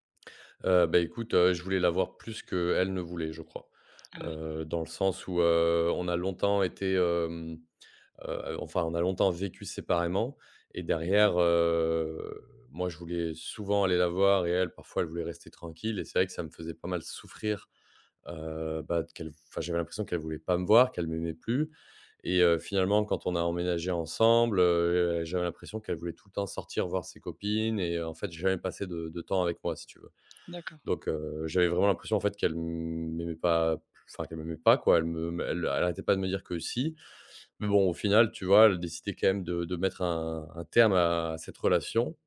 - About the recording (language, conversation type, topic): French, advice, Comment surmonter la peur de se remettre en couple après une rupture douloureuse ?
- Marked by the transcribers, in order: drawn out: "heu"; stressed: "souffrir"; drawn out: "qu'elle m'aimait"